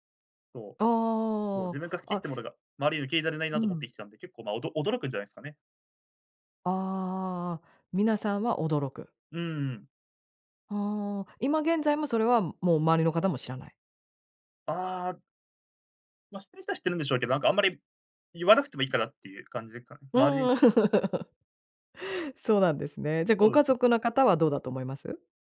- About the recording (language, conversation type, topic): Japanese, podcast, 好きなことを仕事にすべきだと思いますか？
- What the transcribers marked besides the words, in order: chuckle